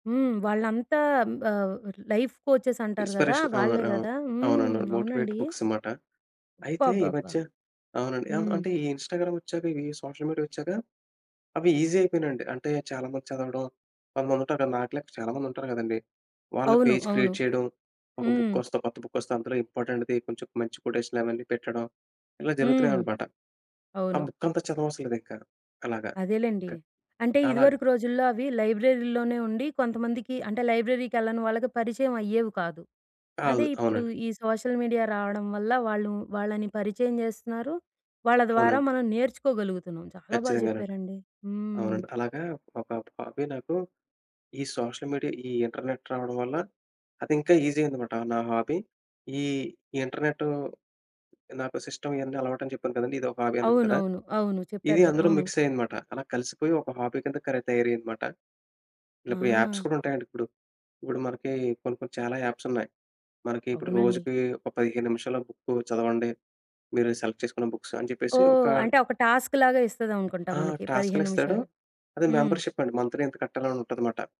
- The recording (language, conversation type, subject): Telugu, podcast, మీ హాబీలను కలిపి కొత్తదేదైనా సృష్టిస్తే ఎలా అనిపిస్తుంది?
- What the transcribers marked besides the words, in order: in English: "లైఫ్ కోచెస్"; in English: "ఇన్‌స్పరేషన్"; in English: "మోటివేట్ బుక్స్"; in English: "సోషల్ మీడియా"; in English: "ఈజీ"; in English: "పేజ్ క్రియేట్"; in English: "ఇంపార్టెంట్‌ది"; in English: "లైబ్రరీలోనే"; in English: "సోషల్ మీడియా"; in English: "హాబీ"; in English: "సోషల్ మీడియా"; in English: "ఇంటర్నెట్"; in English: "ఈజీ"; in English: "హాబీ"; in English: "సిస్టమ్"; in English: "హాబీ"; in English: "మిక్స్"; in English: "హాబీ"; in English: "యాప్స్"; in English: "యాప్స్"; in English: "సెలెక్ట్"; in English: "బుక్స్"; in English: "టాస్క్‌లాగా"; in English: "మెంబర్‌షిప్"; in English: "మంథ్లీ"